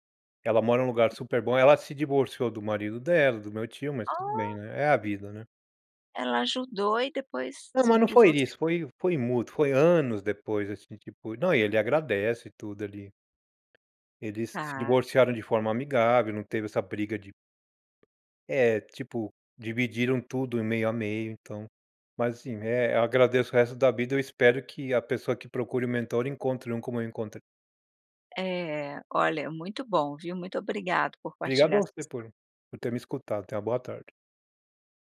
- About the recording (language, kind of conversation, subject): Portuguese, podcast, Que conselhos você daria a quem está procurando um bom mentor?
- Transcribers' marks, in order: tapping; other background noise